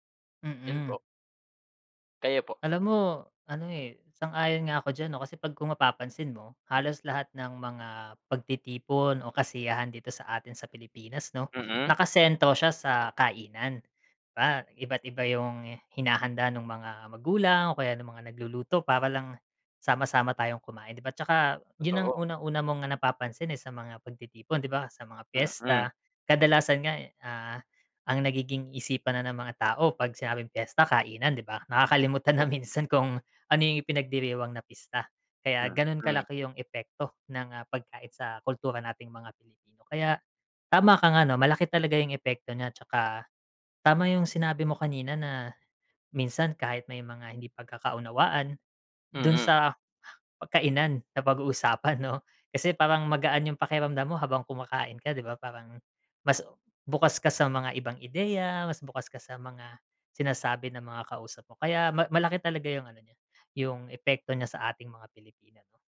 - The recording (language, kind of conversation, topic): Filipino, unstructured, Ano ang papel ng pagkain sa ating kultura at pagkakakilanlan?
- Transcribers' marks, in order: other background noise